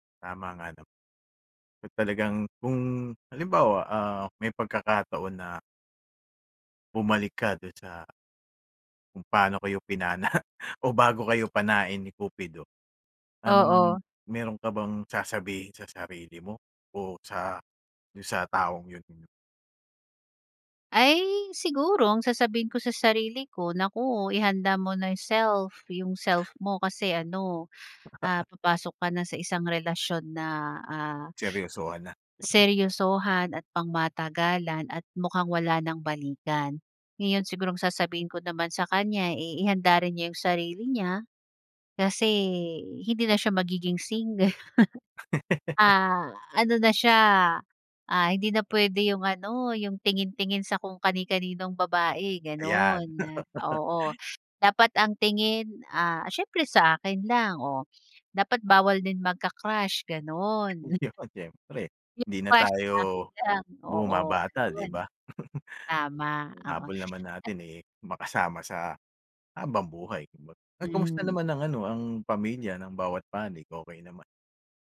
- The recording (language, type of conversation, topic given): Filipino, podcast, Sino ang bigla mong nakilala na nagbago ng takbo ng buhay mo?
- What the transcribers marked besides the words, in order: chuckle; chuckle; chuckle; chuckle; laughing while speaking: "single"; chuckle; chuckle; laughing while speaking: "'Yon"; chuckle